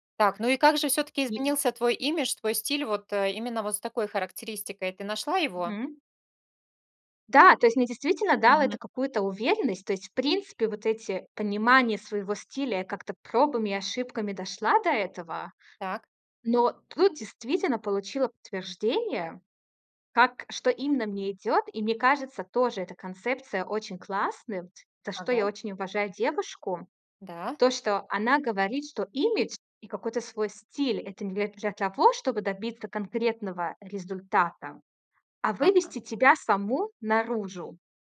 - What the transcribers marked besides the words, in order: none
- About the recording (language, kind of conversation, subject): Russian, podcast, Как меняется самооценка при смене имиджа?